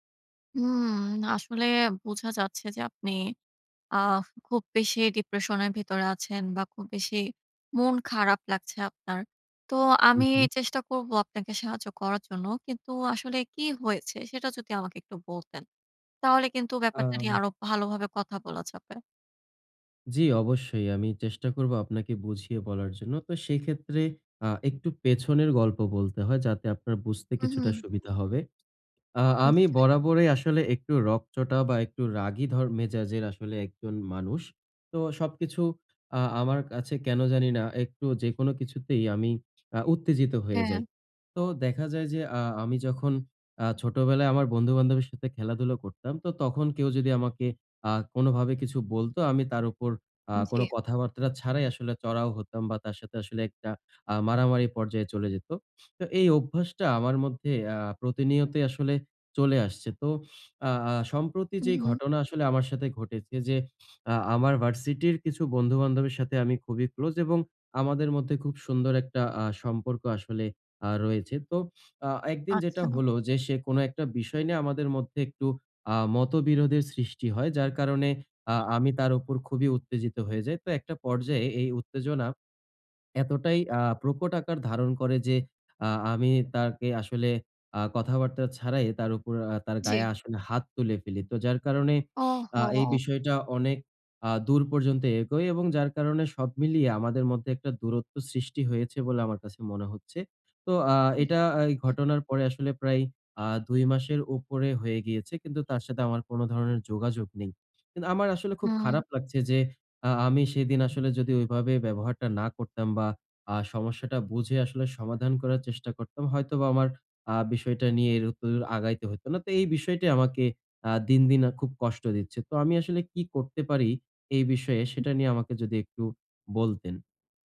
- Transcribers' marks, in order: other background noise; sniff
- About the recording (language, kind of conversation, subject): Bengali, advice, পার্টি বা উৎসবে বন্ধুদের সঙ্গে ঝগড়া হলে আমি কীভাবে শান্তভাবে তা মিটিয়ে নিতে পারি?